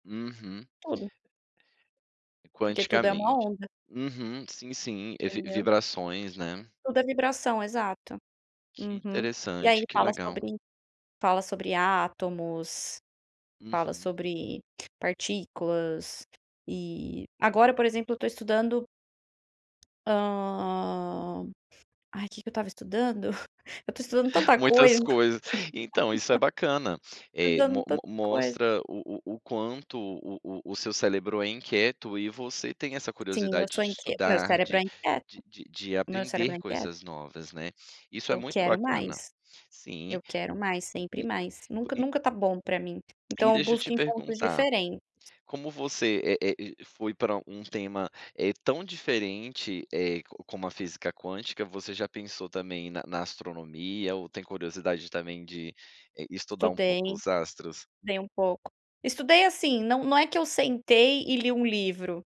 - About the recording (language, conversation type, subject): Portuguese, podcast, Como manter a curiosidade ao estudar um assunto chato?
- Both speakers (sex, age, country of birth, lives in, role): female, 30-34, United States, Spain, guest; male, 35-39, Brazil, Netherlands, host
- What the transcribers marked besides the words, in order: tapping; giggle; giggle; "cérebro" said as "célebro"